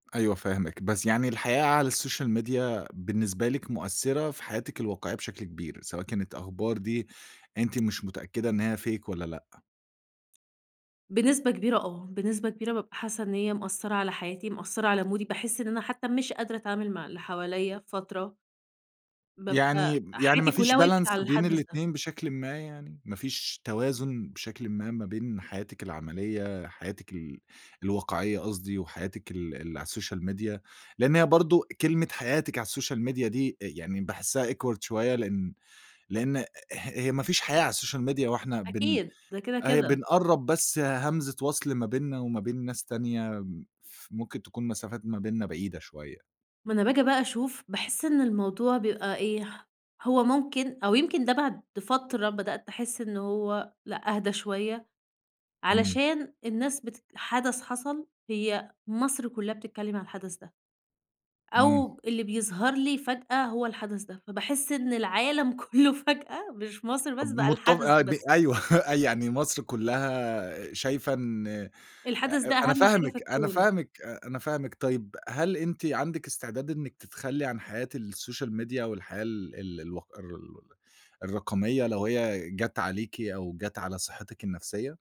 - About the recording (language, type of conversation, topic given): Arabic, podcast, إزاي توازن بين حياتك الحقيقية وحياتك الرقمية؟
- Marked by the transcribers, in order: tapping; in English: "السوشيال ميديا"; in English: "Fake"; in English: "مودي"; in English: "balance"; in English: "السوشيال ميديا؟"; in English: "السوشيال ميديا"; in English: "awkward"; in English: "السوشيال ميديا"; laughing while speaking: "كُلّه"; laughing while speaking: "أيوه"; in English: "السوشيال ميديا"